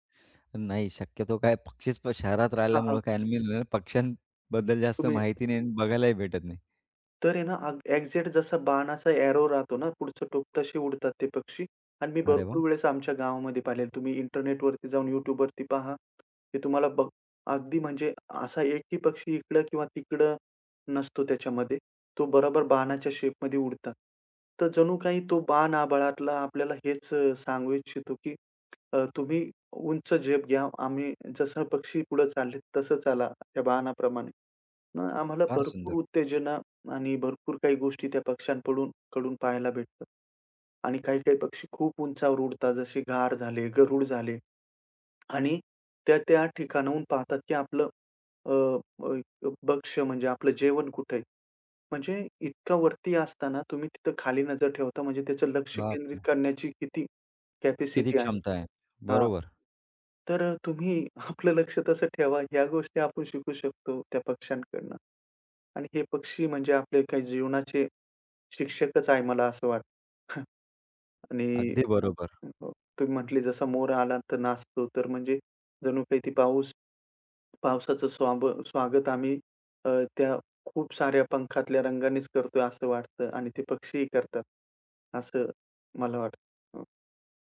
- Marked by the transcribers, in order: tapping; laughing while speaking: "आपलं लक्ष कसं ठेवा"; other background noise; chuckle
- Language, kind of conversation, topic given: Marathi, podcast, पक्ष्यांच्या आवाजांवर लक्ष दिलं तर काय बदल होतो?